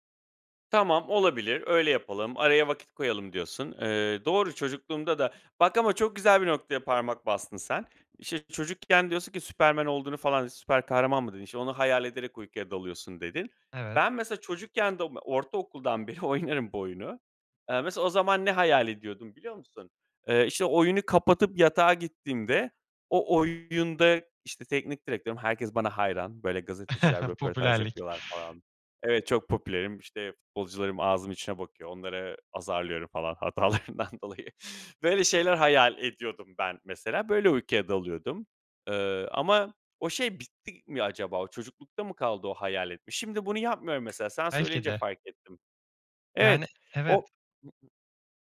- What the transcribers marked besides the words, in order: laughing while speaking: "oynarım"; chuckle; laughing while speaking: "hatalarından dolayı"; tapping; other background noise; other noise
- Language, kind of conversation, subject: Turkish, advice, Akşamları ekran kullanımı nedeniyle uykuya dalmakta zorlanıyorsanız ne yapabilirsiniz?